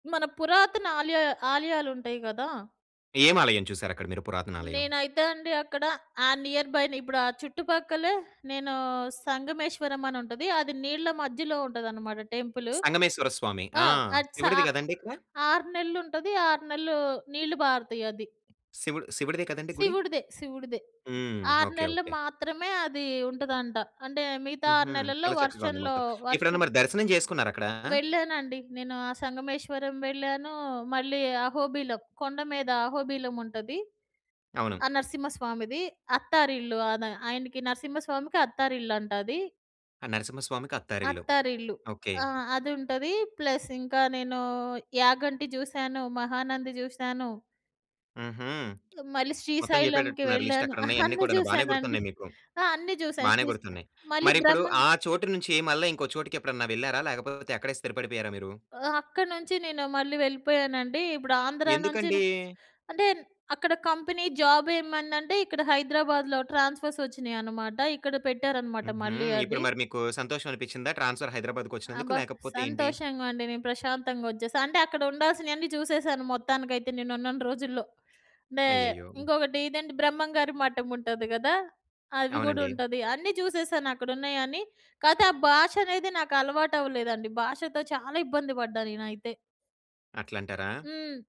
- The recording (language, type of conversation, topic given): Telugu, podcast, మీరు కొత్త చోటికి వెళ్లిన తర్వాత అక్కడి సంస్కృతికి ఎలా అలవాటు పడ్డారు?
- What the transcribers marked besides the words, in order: other background noise; in English: "నియర్‌బైన"; tapping; in English: "ప్లస్"; lip smack; chuckle; other noise; in English: "కంపెనీ"; in English: "ట్రాన్స్‌ఫర్"